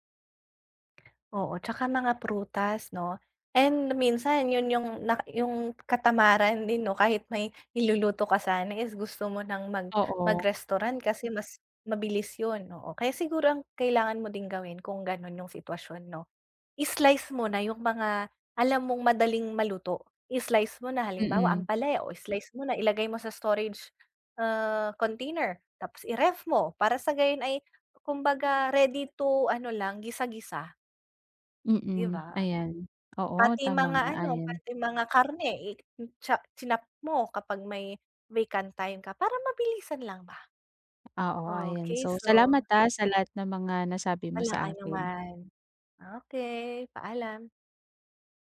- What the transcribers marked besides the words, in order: other background noise; tapping
- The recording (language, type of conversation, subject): Filipino, advice, Paano ako makakapagbadyet para sa masustansiyang pagkain bawat linggo?